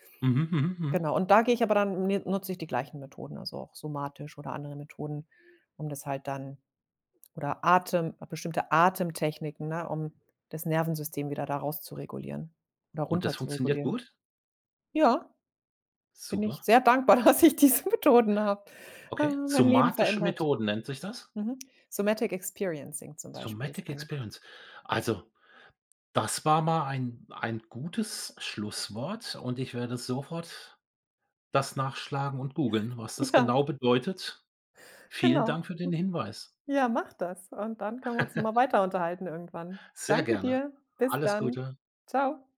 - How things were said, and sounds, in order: laughing while speaking: "dass ich diese"; in English: "Somatic Experiencing"; in English: "Sometic Experience"; laughing while speaking: "Ja"; other noise; chuckle
- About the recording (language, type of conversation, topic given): German, podcast, Wie gehst du mit der Angst vor dem Unbekannten um?